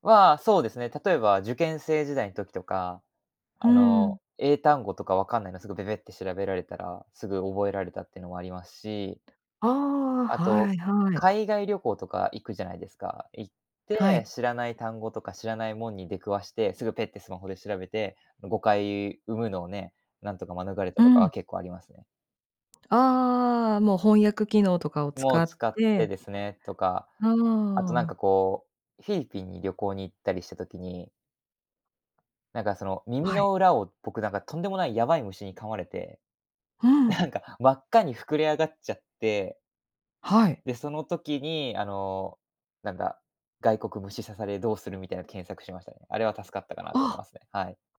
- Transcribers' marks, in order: other noise; other background noise
- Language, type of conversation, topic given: Japanese, podcast, 毎日のスマホの使い方で、特に気をつけていることは何ですか？